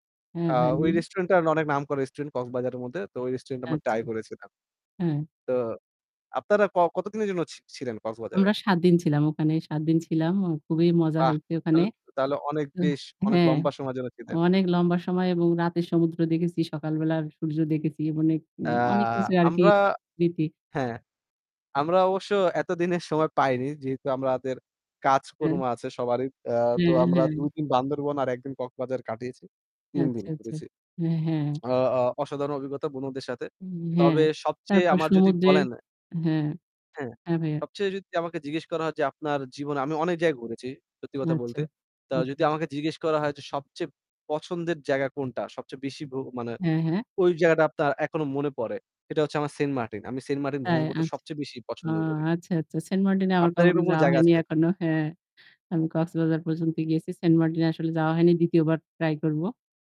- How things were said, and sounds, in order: distorted speech; static; laughing while speaking: "এতদিনের সময়"; "কক্সবাজার" said as "ককবাজার"; lip smack
- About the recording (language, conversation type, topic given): Bengali, unstructured, আপনি ভ্রমণ করতে সবচেয়ে বেশি কোন জায়গায় যেতে চান?